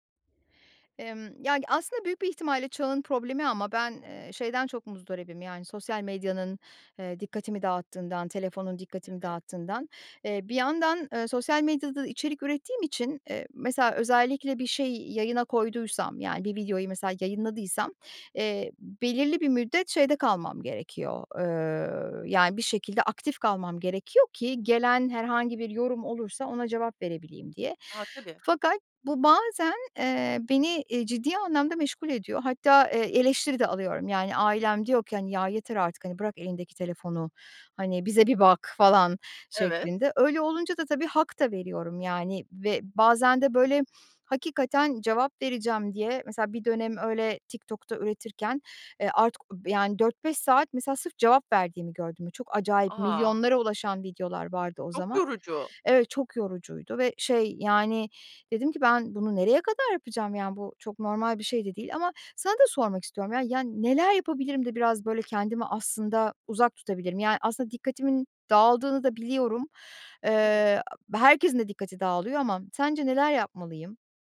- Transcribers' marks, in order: other noise; unintelligible speech
- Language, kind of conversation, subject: Turkish, advice, Telefon ve sosyal medya sürekli dikkat dağıtıyor